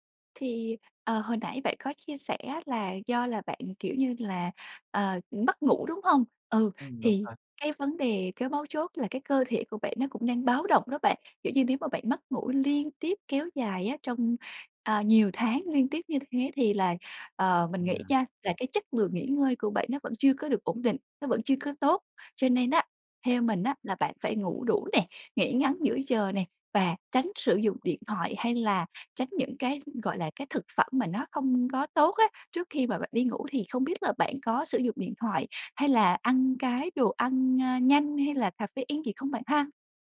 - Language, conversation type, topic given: Vietnamese, advice, Làm sao để giảm tình trạng mơ hồ tinh thần và cải thiện khả năng tập trung?
- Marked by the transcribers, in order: other background noise; tapping